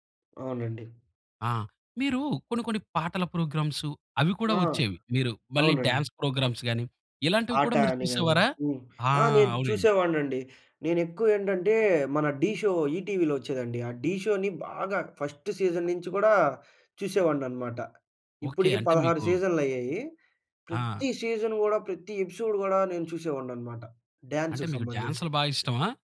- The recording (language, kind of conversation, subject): Telugu, podcast, చిన్నప్పట్లో మీకు అత్యంత ఇష్టమైన టెలివిజన్ కార్యక్రమం ఏది?
- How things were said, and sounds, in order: in English: "డాన్స్ ప్రోగ్రామ్స్"; in English: "షో"; in English: "షోని"; in English: "ఫస్ట్ సీజన్"; stressed: "ప్రతి"; in English: "సీజన్"; in English: "ఎపిసోడ్"